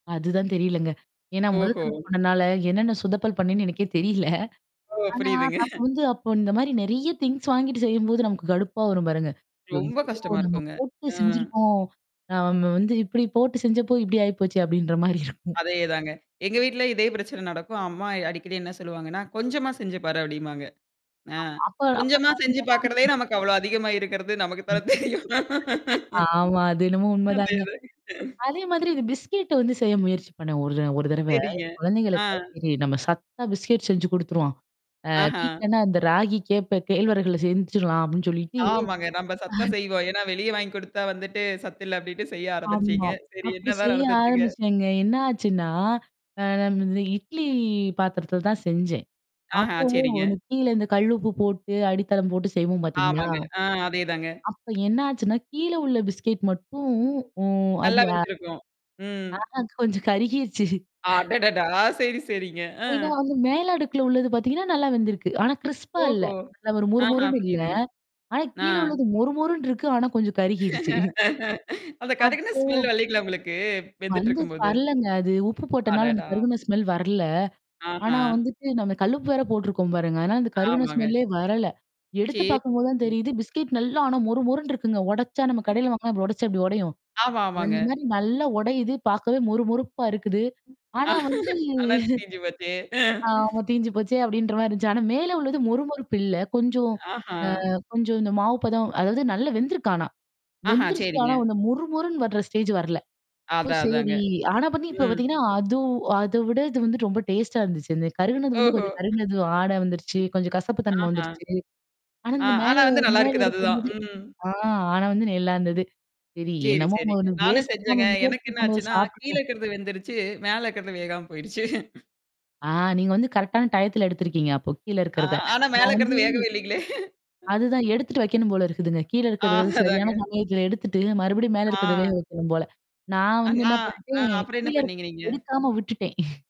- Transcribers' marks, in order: distorted speech; tapping; laughing while speaking: "எனக்கே தெரியல"; laughing while speaking: "புரியுதுங்க"; unintelligible speech; other background noise; laughing while speaking: "மாதிரி இருக்கும்"; mechanical hum; laughing while speaking: "நமக்குத் தான் தெரியும்"; laugh; drawn out: "மட்டும்"; laughing while speaking: "ஆ, கொஞ்சம் கருகிடுச்சு"; in English: "க்ரிஸ்ப்பா"; laughing while speaking: "கொஞ்சம் கருகிருச்சு"; laugh; laughing while speaking: "அந்தக் கருகுன ஸ்மெல் வரலைங்களா உங்களுக்கு?"; drawn out: "அப்போ"; wind; other noise; laughing while speaking: "நல்லா தீஞ்சு போச்சே"; static; laughing while speaking: "வேகாம போயிருச்சு"; laughing while speaking: "ஆ ஆனா, மேல இருக்குறது வேகவே இல்லைங்களே!"; laughing while speaking: "அதான், அதாங்க"
- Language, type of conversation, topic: Tamil, podcast, வீட்டில் சமைக்கும் உணவின் சுவை ‘வீடு’ என்ற உணர்வை எப்படி வரையறுக்கிறது?